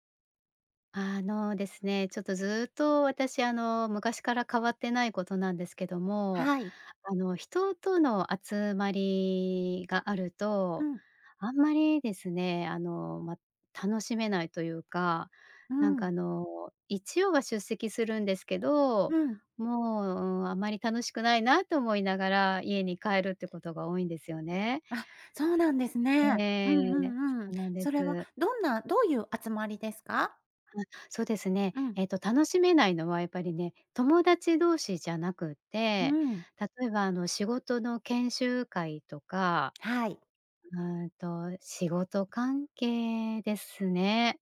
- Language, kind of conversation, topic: Japanese, advice, 飲み会や集まりで緊張して楽しめないのはなぜですか？
- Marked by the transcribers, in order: tapping